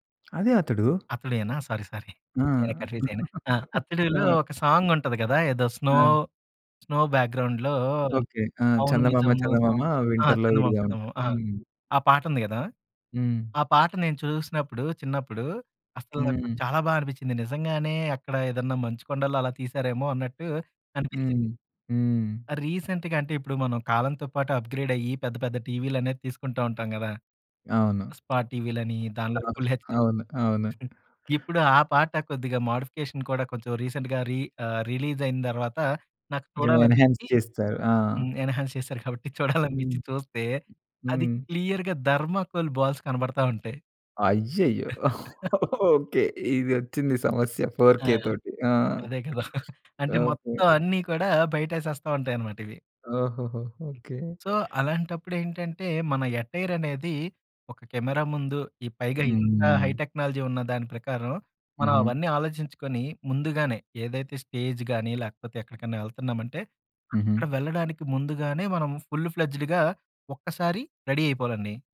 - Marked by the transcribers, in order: tapping; in English: "సారీ. సారీ"; in English: "కన్ఫ్యూజ్"; chuckle; other background noise; in English: "సాంగ్"; in English: "స్నో స్నో బ్యాక్‌గ్రౌండ్‌లో"; in English: "వింటర్‌లో"; in English: "సాంగ్"; in English: "రీసెంట్‌గా"; in English: "అప్‌గ్రేడ్"; in English: "స్పాట్"; in English: "ఫుల్ హెచ్‍డీ"; other noise; in English: "మోడిఫికేషన్"; in English: "రీసెంట్‌గా"; in English: "రిలీజ్"; in English: "ఎన్హాన్స్"; in English: "ఎన్‌హాన్స్"; chuckle; in English: "క్లియర్‌గా థర్మాకోల్ బాల్స్"; chuckle; laughing while speaking: "ఓకే. ఇదొచ్చింది సమస్య ఫోర్ కే తోటి"; in English: "ఫోర్ కే"; chuckle; in English: "సో"; in English: "ఎటైర్"; in English: "హై టెక్నాలజీ"; in English: "స్టేజ్‌గాని"; in English: "ఫుల్‌ప్లేజెడ్‌గా"; in English: "రెడీ"
- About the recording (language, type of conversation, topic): Telugu, podcast, కెమెరా ముందు ఆత్మవిశ్వాసంగా కనిపించేందుకు సులభమైన చిట్కాలు ఏమిటి?